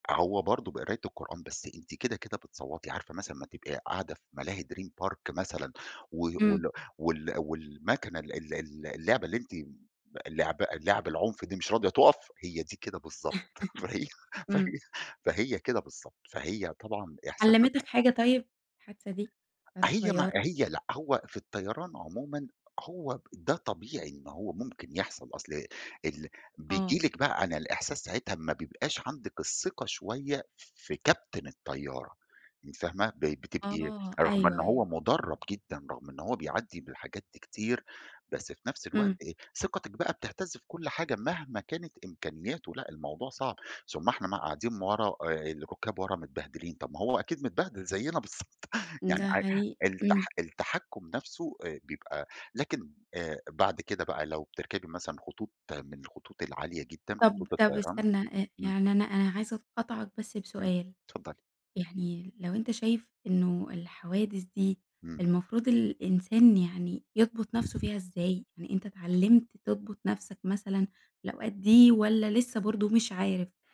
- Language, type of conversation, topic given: Arabic, podcast, إيه أكتر حادثة في حياتك عمرك ما هتنساها؟
- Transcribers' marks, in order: laugh; laughing while speaking: "فهي فهي"; laughing while speaking: "بالضبط"; other background noise; tapping